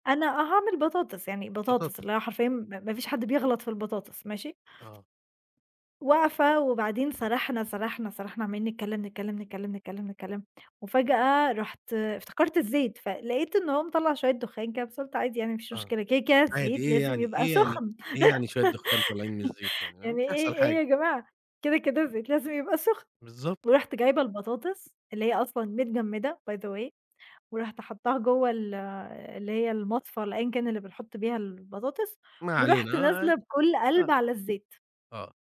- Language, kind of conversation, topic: Arabic, podcast, إيه أكبر غلطة عملتها في المطبخ واتعلمت منها؟
- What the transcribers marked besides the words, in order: laugh; in English: "by the way"; tapping